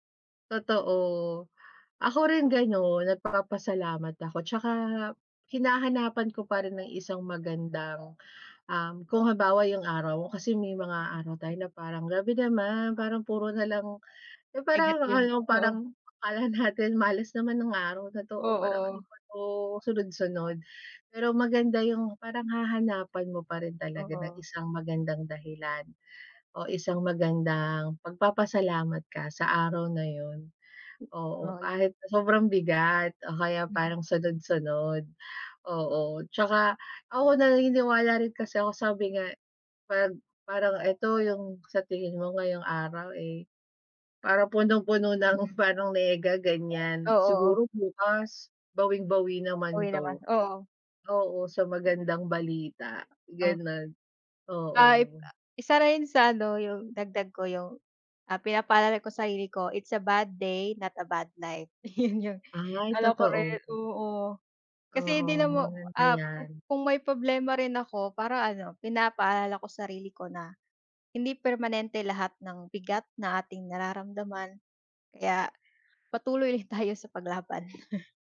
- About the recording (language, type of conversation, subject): Filipino, unstructured, Ano ang huling bagay na nagpangiti sa’yo ngayong linggo?
- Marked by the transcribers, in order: other background noise; tapping; laughing while speaking: "ng"; in English: "It's a bad day, not a bad life"; laughing while speaking: "'Yun 'yung"; chuckle